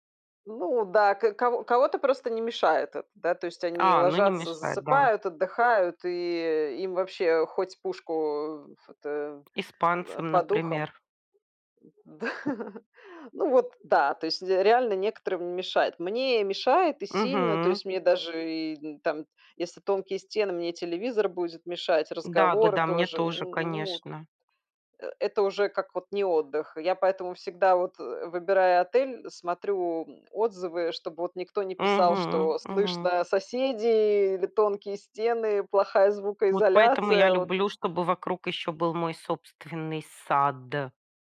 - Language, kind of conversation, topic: Russian, unstructured, Как вы находите баланс между работой и отдыхом?
- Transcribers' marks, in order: laughing while speaking: "Да"